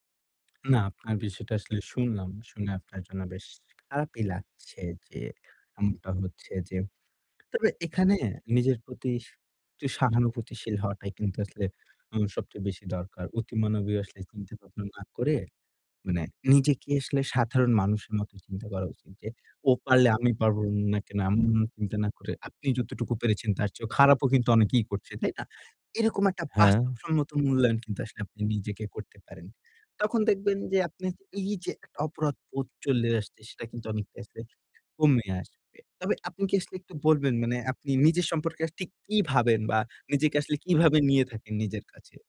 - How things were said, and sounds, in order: static; unintelligible speech
- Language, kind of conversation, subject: Bengali, advice, আমি কেন বারবার নিজেকে দোষ দিই এবং অপরাধবোধ অনুভব করি?